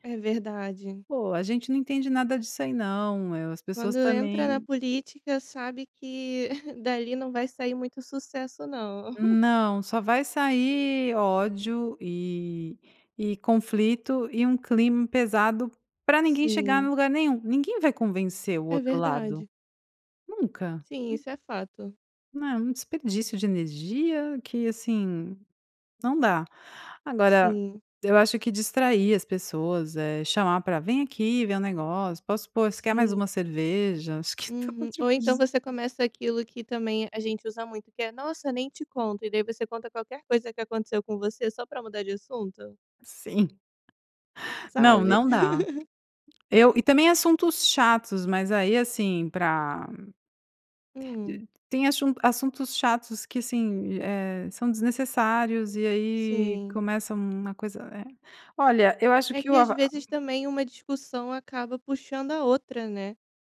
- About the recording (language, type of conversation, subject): Portuguese, podcast, Como você costuma discordar sem esquentar a situação?
- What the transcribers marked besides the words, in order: chuckle; chuckle; other noise; laughing while speaking: "Acho que todo tipo de"; tapping; laugh